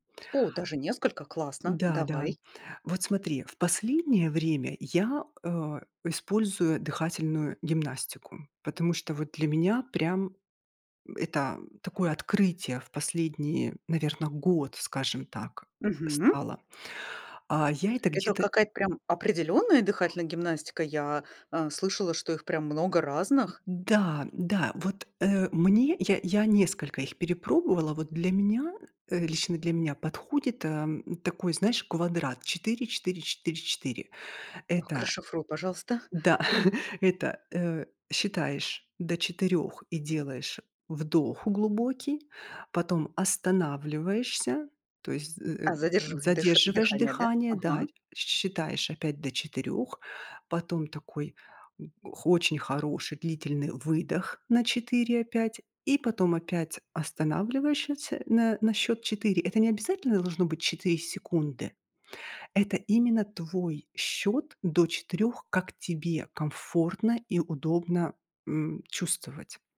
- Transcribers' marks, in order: tapping; other background noise; chuckle
- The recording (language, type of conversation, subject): Russian, podcast, Что можно сделать за пять минут, чтобы успокоиться?